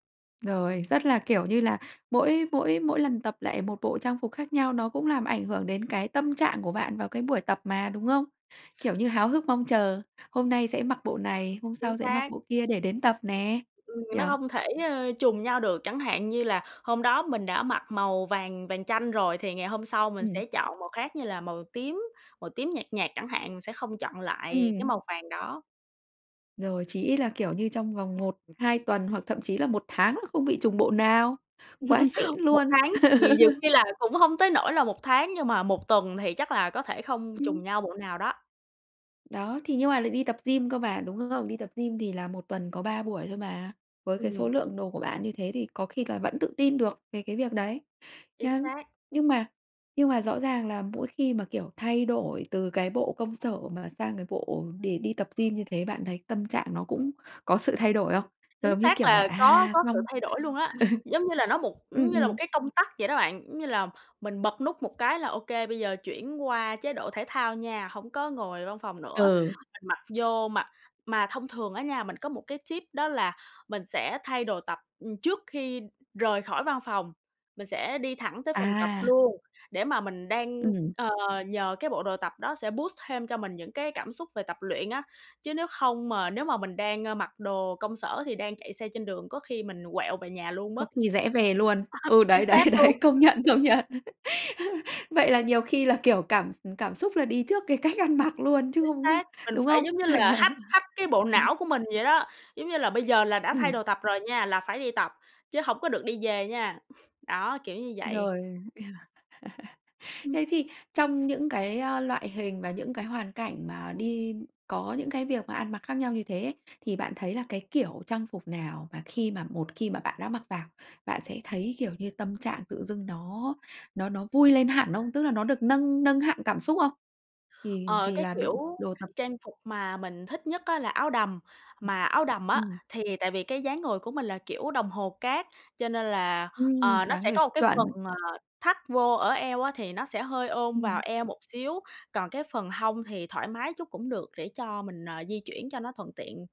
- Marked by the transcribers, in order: tapping; other background noise; laugh; laughing while speaking: "Ừ"; in English: "boost"; chuckle; laughing while speaking: "đấy, đấy, công nhận, công nhận"; laugh; laughing while speaking: "cách ăn mặc luôn"; laughing while speaking: "không"; in English: "hack hack"; laughing while speaking: "Bạn nhỉ? Ừm"; laugh; stressed: "chuẩn"
- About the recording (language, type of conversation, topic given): Vietnamese, podcast, Bạn nghĩ việc ăn mặc ảnh hưởng đến cảm xúc thế nào?